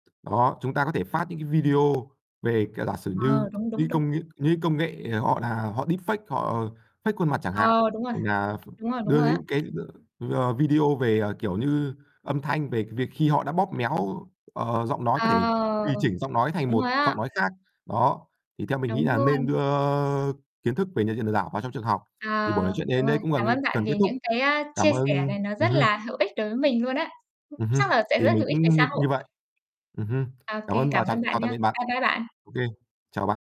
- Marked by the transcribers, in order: tapping; distorted speech; other background noise; in English: "deepfake"; in English: "fake"; unintelligible speech; unintelligible speech; drawn out: "À"; unintelligible speech
- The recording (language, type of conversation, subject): Vietnamese, unstructured, Bạn nghĩ gì về hành vi lừa đảo trong cuộc sống hằng ngày?